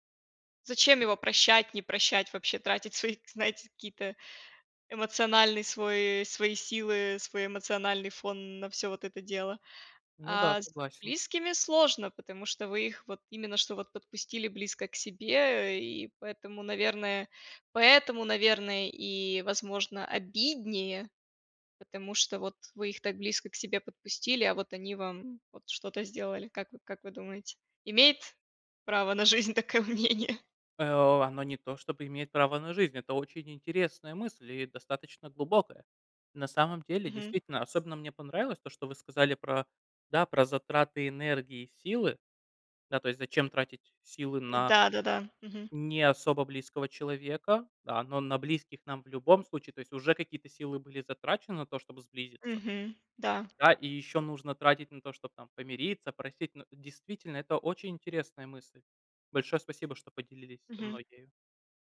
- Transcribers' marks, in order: other background noise; laughing while speaking: "на жизнь такое мнение?"; tapping
- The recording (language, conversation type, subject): Russian, unstructured, Почему, по вашему мнению, иногда бывает трудно прощать близких людей?